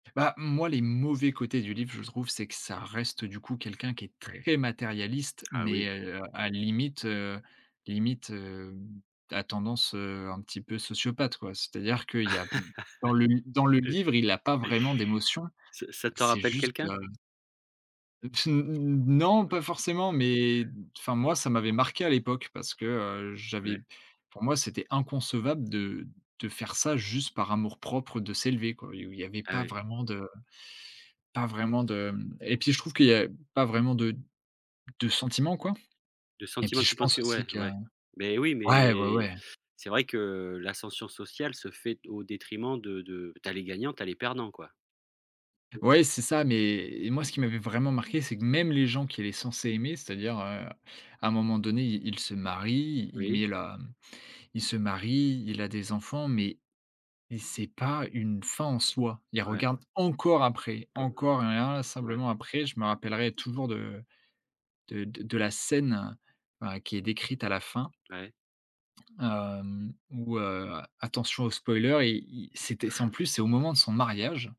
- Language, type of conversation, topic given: French, podcast, Quel livre d’enfance t’a marqué pour toujours ?
- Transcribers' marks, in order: stressed: "mauvais"; stressed: "très"; laugh; other noise; drawn out: "Non"; other background noise; breath; tapping; stressed: "encore"; chuckle